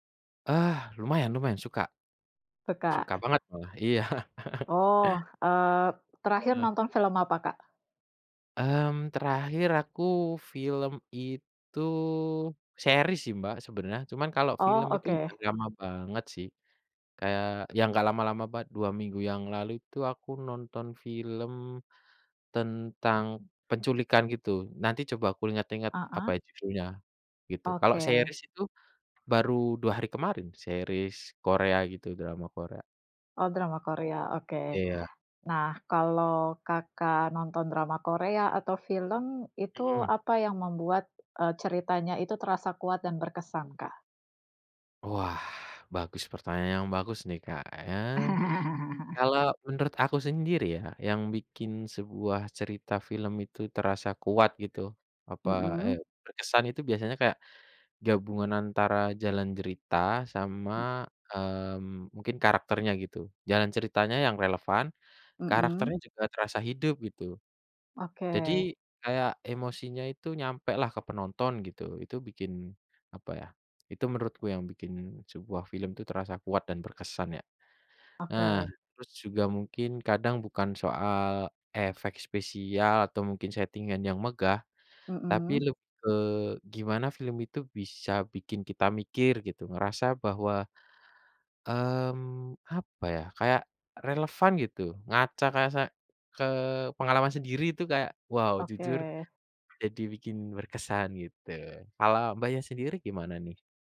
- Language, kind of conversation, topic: Indonesian, unstructured, Apa yang membuat cerita dalam sebuah film terasa kuat dan berkesan?
- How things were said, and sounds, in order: chuckle; in English: "series"; in English: "series"; laugh; in English: "setting-an"